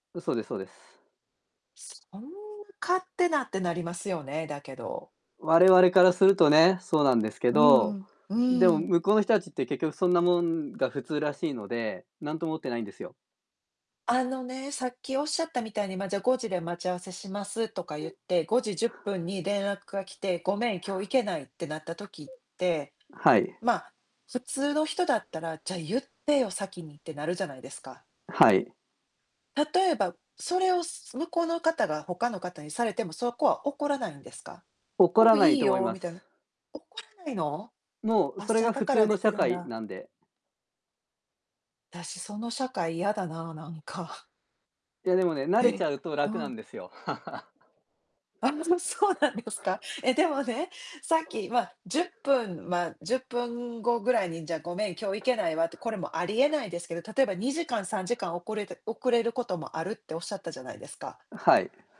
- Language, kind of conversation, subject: Japanese, unstructured, 文化に触れて驚いたことは何ですか？
- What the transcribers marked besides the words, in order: distorted speech; tapping; "連絡" said as "でんあく"; other background noise; laugh; laughing while speaking: "そ そうなんですか。え、でもね"